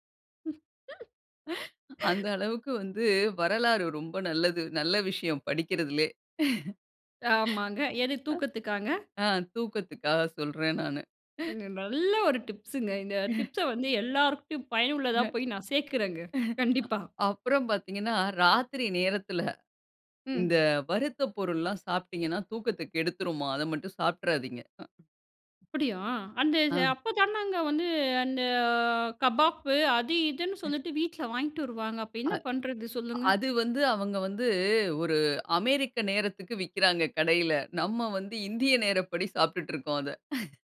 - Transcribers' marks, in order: laugh; other background noise; laugh; other noise; laugh; drawn out: "அந்த"; laugh
- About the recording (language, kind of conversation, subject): Tamil, podcast, உணவு சாப்பிடும்போது கவனமாக இருக்க நீங்கள் பின்பற்றும் பழக்கம் என்ன?